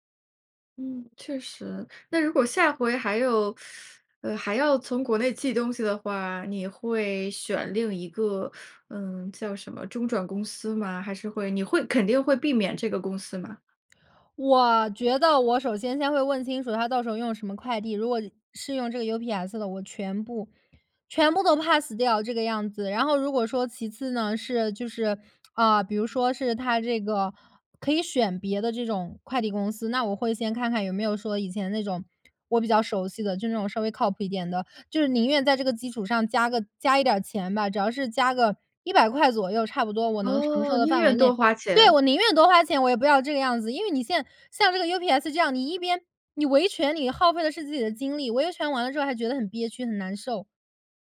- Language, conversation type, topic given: Chinese, podcast, 你有没有遇到过网络诈骗，你是怎么处理的？
- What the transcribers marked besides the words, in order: teeth sucking; in English: "Pass"